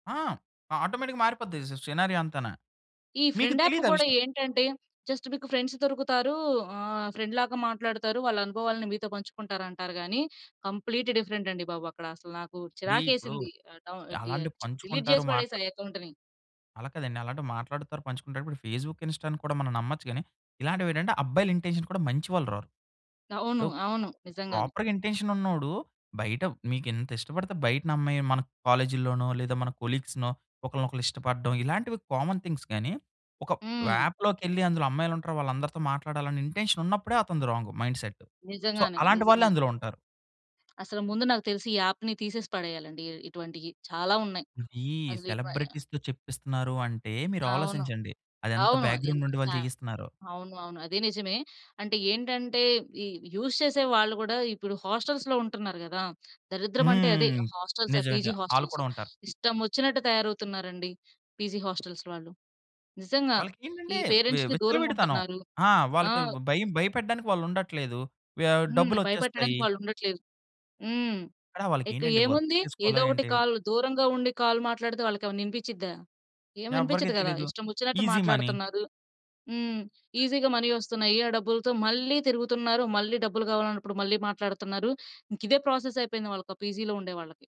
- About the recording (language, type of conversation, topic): Telugu, podcast, ఆన్‌లైన్‌లో ఏర్పడిన పరిచయం నిజమైన స్నేహంగా ఎలా మారుతుంది?
- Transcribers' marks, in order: in English: "ఆటోమేటిక్‌గా"; in English: "సి సినారియో"; in English: "ఫ్రెండ్ యాప్"; in English: "జస్ట్"; in English: "ఫ్రెండ్స్"; in English: "ఫ్రెండ్‌లాగా"; in English: "కంప్లీట్ డిఫరెంట్"; lip smack; in English: "డిలీట్"; in English: "అకౌంట్‌ని"; in English: "ఫేస్‌బుక్, ఇన్స్టా‌ని"; in English: "ఇంటెన్షన్"; other background noise; in English: "ప్రాపర్‌గా ఇంటెన్షన్"; in English: "కొలీగ్స్‌నో"; in English: "కామన్ థింగ్స్"; in English: "ఇంటెన్షన్"; in English: "రాంగ్ మైండ్‌సెట్. సో"; in English: "యప్‌ని"; in English: "సెలబ్రిటీస్‌తో"; in English: "బ్యాక్‌గ్రౌండ్"; in English: "యూజ్"; in English: "హాస్టల్‌లో"; in English: "హాస్టల్స్"; in English: "పీజీ హోస్టెల్స్"; in English: "పీజీ హోస్టెల్స్"; in English: "పేరెంట్స్‌కి"; in English: "కాల్"; in English: "వర్క్"; in English: "కాల్"; in English: "ఈజీ మనీ"; in English: "ఈజీగా మనీ"; in English: "ప్రాసెస్"; in English: "పీజీ‌లో"